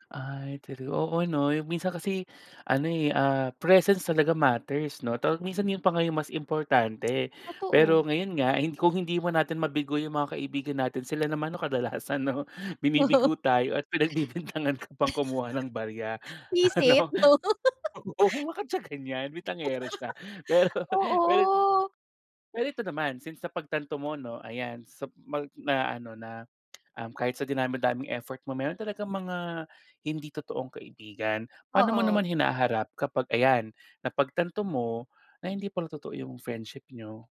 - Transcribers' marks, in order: other background noise; chuckle; laughing while speaking: "kadalasan, 'no? Binibigo tayo at … bintangero siya, pero"; laughing while speaking: "'no?"; laugh; tongue click
- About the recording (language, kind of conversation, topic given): Filipino, podcast, Ano ang malinaw na palatandaan ng isang tunay na kaibigan?